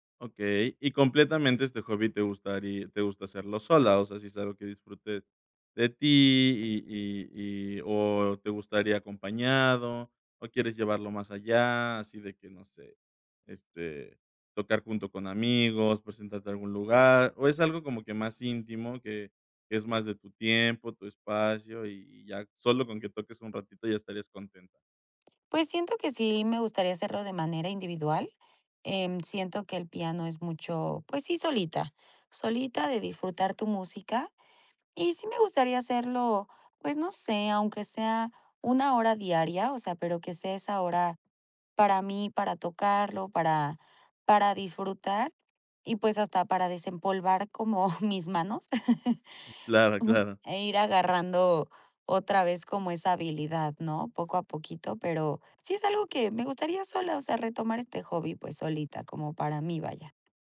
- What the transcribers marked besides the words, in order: chuckle
- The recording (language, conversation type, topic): Spanish, advice, ¿Cómo puedo encontrar tiempo para mis hobbies y para el ocio?